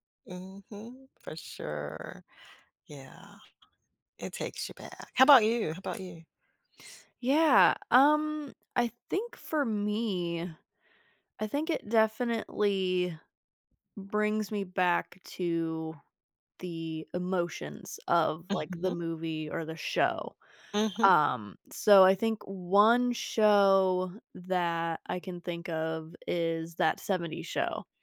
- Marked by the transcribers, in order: tapping
- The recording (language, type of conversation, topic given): English, unstructured, How can I stop a song from bringing back movie memories?